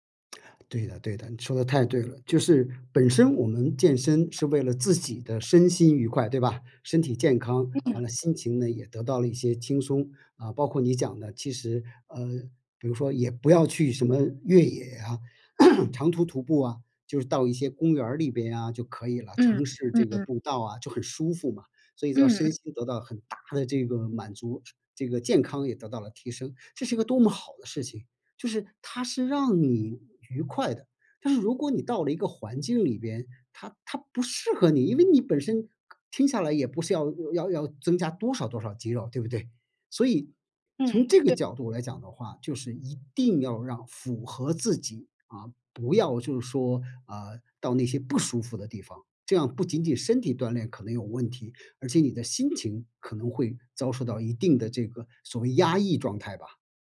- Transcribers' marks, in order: lip smack; other noise; throat clearing
- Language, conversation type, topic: Chinese, advice, 在健身房时我总会感到害羞或社交焦虑，该怎么办？